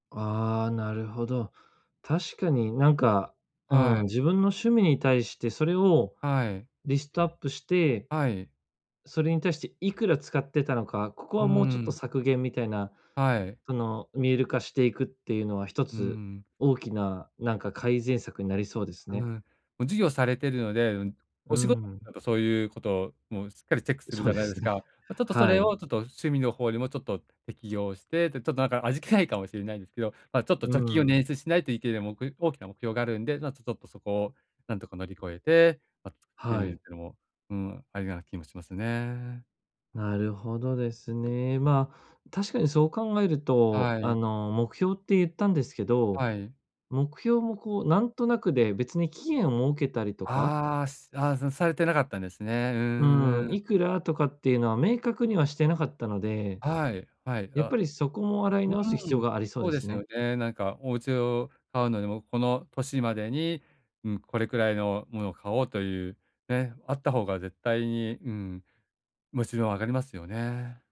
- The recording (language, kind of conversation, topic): Japanese, advice, 楽しみを守りながら、どうやって貯金すればいいですか？
- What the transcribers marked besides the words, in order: none